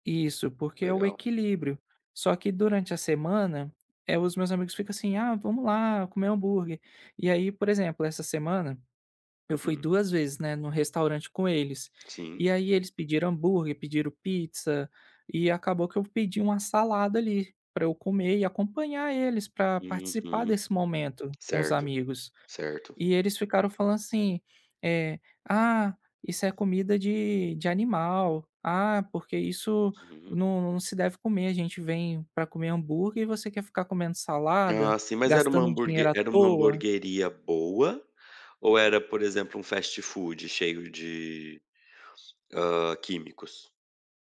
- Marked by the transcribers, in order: tapping; other background noise; in English: "fastfood"
- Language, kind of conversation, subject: Portuguese, advice, Como posso mudar a alimentação por motivos de saúde e lidar com os comentários dos outros?